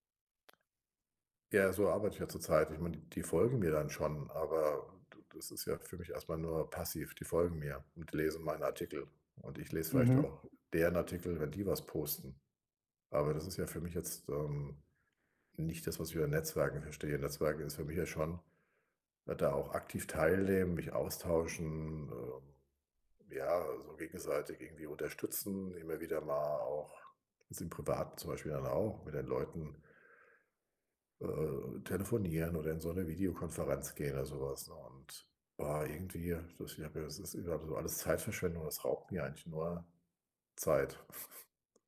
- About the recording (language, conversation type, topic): German, advice, Wie baue ich in meiner Firma ein nützliches Netzwerk auf und pflege es?
- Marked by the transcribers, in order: other background noise; unintelligible speech; chuckle